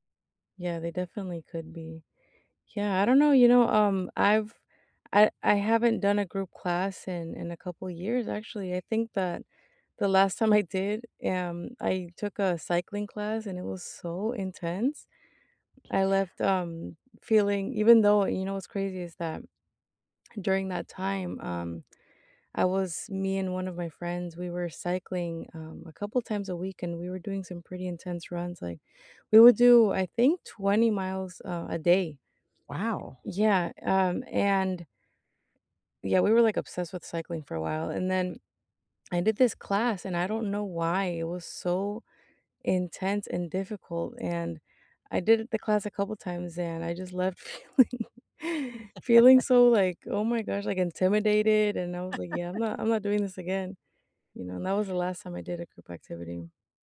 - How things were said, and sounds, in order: laughing while speaking: "feeling"; laugh; laugh
- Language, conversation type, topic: English, unstructured, What is the most rewarding part of staying physically active?